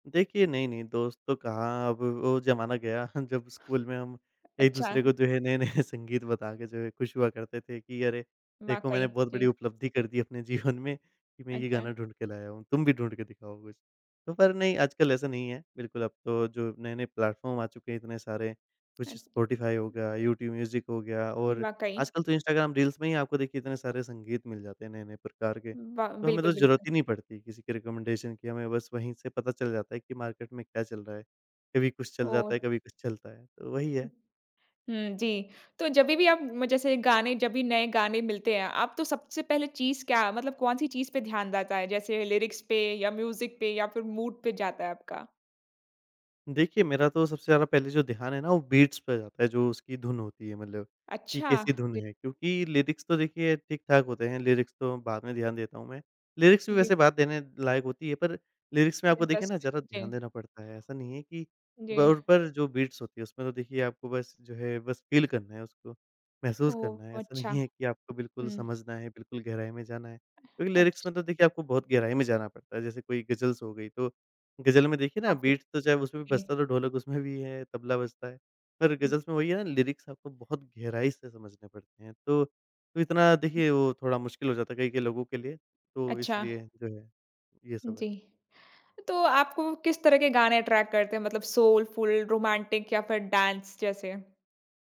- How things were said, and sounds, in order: laughing while speaking: "जब स्कूल"; laughing while speaking: "नए-नए संगीत"; laughing while speaking: "जीवन में"; in English: "प्लेटफॉर्म"; in English: "रेकमेंडेशन"; in English: "मार्केट"; laughing while speaking: "चलता है"; in English: "लीरिक्स"; in English: "मूज़िक"; in English: "मूड"; in English: "बीट्स"; in English: "लीरिक्स"; in English: "लीरिक्स"; in English: "लीरिक्स"; in English: "लीरिक्स"; in English: "बीट्स"; in English: "फ़ील"; in English: "लीरिक्स"; in English: "गज़ल्स"; in English: "बीट्स"; in English: "गज़ल्स"; in English: "लीरिक्स"; in English: "अट्रैक्ट"; in English: "सोलफुल, रोमांटिक"; in English: "डांस"
- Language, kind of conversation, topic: Hindi, podcast, आप नए गाने कैसे ढूँढ़ते हैं?